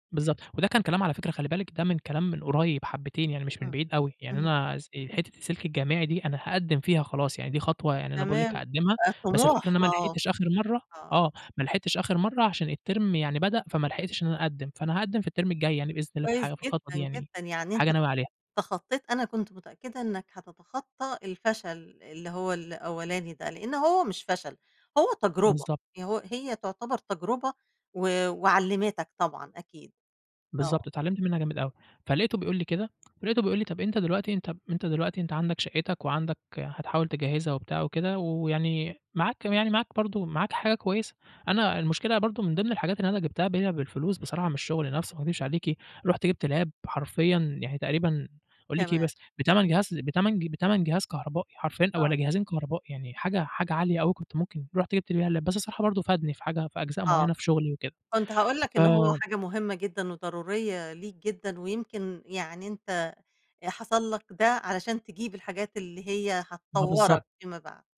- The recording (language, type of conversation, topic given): Arabic, podcast, كيف أثّرت تجربة الفشل على طموحك؟
- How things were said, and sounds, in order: tapping; in English: "الterm"; in English: "الterm"; alarm; unintelligible speech; in English: "lap"; in English: "الlap"